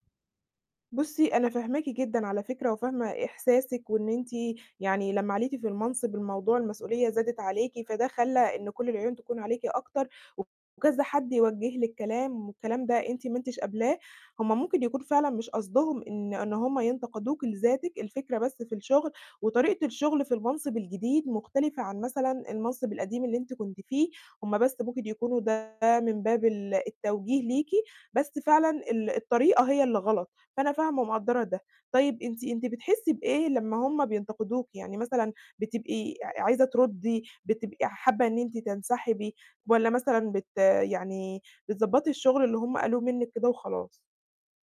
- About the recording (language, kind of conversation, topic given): Arabic, advice, إزاي أتكلم وأسمع بشكل أحسن لما حد يوجّهلي نقد جارح؟
- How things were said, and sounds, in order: distorted speech